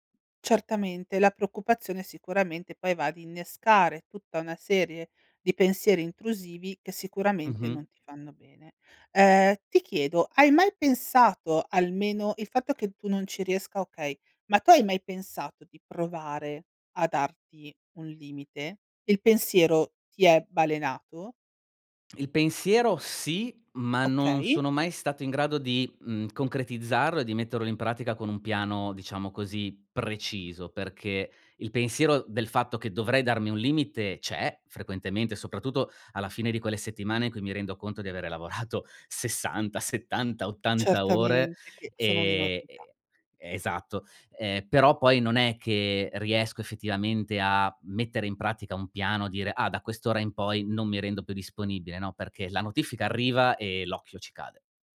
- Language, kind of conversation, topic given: Italian, advice, Come posso isolarmi mentalmente quando lavoro da casa?
- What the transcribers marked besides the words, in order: laughing while speaking: "lavorato"